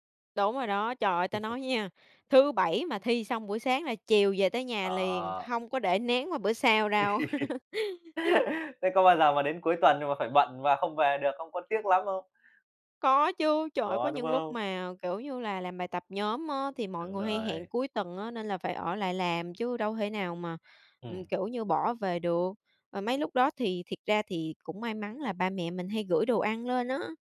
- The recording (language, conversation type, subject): Vietnamese, podcast, Bạn nghĩ bữa cơm gia đình quan trọng như thế nào đối với mọi người?
- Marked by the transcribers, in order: chuckle; other background noise; laugh; tapping